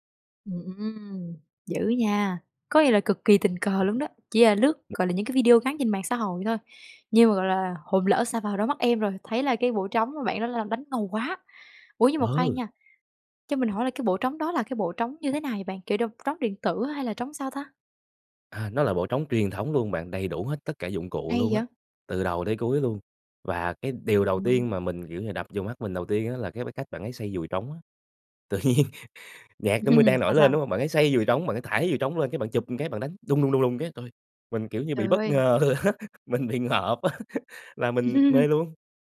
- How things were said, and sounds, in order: tapping; laughing while speaking: "tự nhiên"; laugh; laughing while speaking: "á"; laughing while speaking: "ngợp á"; laugh
- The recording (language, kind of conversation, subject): Vietnamese, podcast, Bạn có thể kể về lần bạn tình cờ tìm thấy đam mê của mình không?